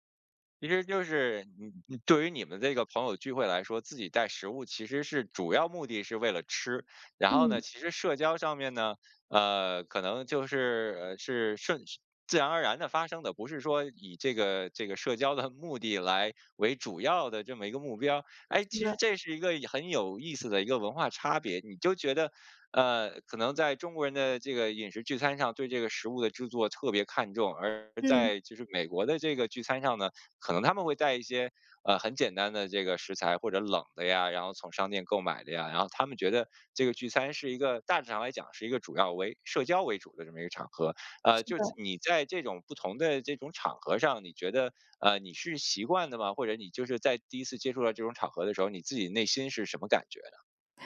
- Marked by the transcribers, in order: none
- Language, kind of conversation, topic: Chinese, podcast, 你去朋友聚会时最喜欢带哪道菜？